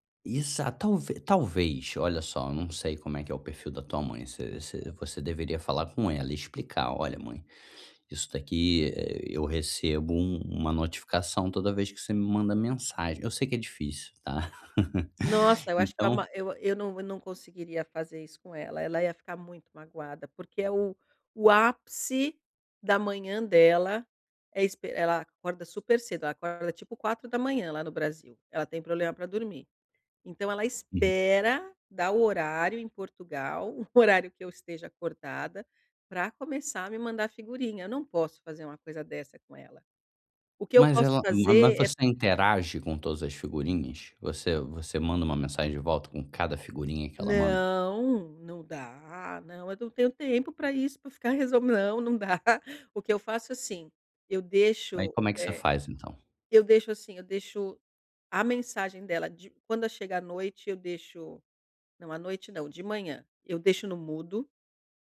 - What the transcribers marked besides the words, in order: laugh; chuckle
- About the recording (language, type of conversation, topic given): Portuguese, advice, Como posso resistir à checagem compulsiva do celular antes de dormir?